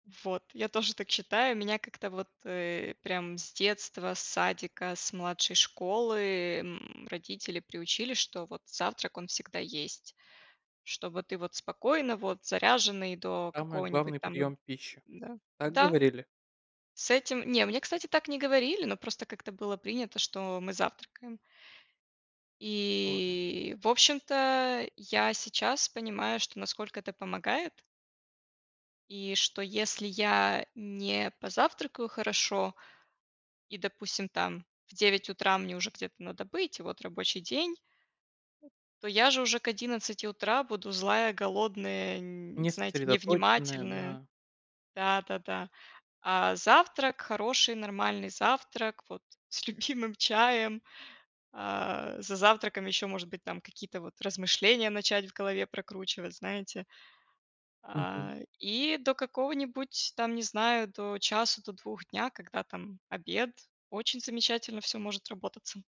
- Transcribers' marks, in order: tapping; drawn out: "И"; other background noise; laughing while speaking: "любимым"
- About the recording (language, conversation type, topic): Russian, unstructured, Какие привычки помогают сделать твой день более продуктивным?